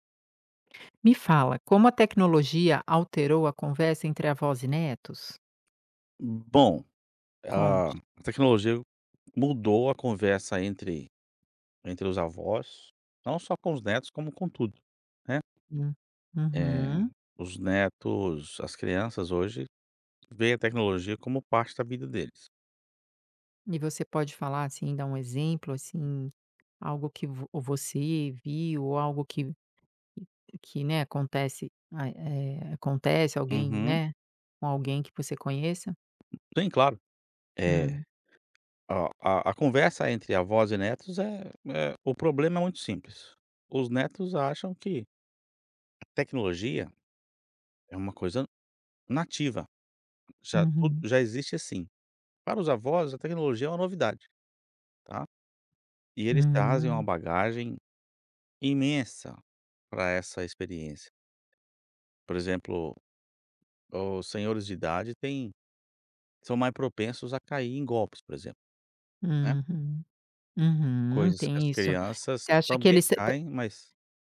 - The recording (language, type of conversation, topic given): Portuguese, podcast, Como a tecnologia alterou a conversa entre avós e netos?
- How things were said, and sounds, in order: other background noise; tapping